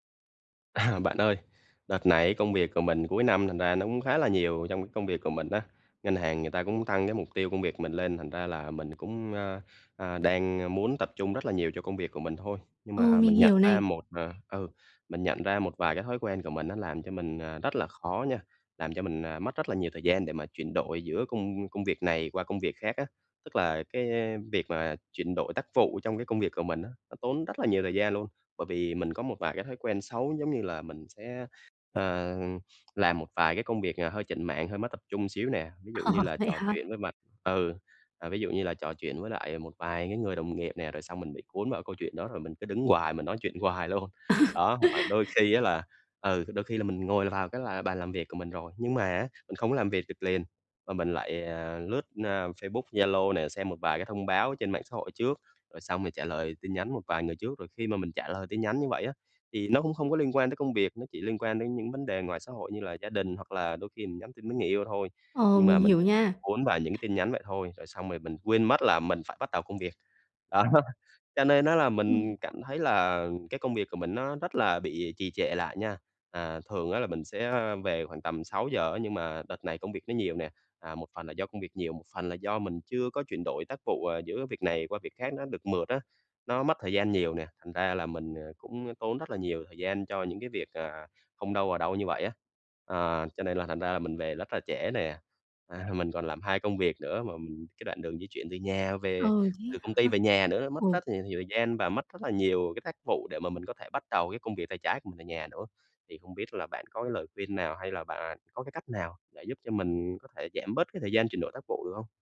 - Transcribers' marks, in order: tapping; chuckle; laughing while speaking: "hoài luôn"; chuckle; other background noise; unintelligible speech; laughing while speaking: "Đó"
- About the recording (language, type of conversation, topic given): Vietnamese, advice, Làm sao để giảm thời gian chuyển đổi giữa các công việc?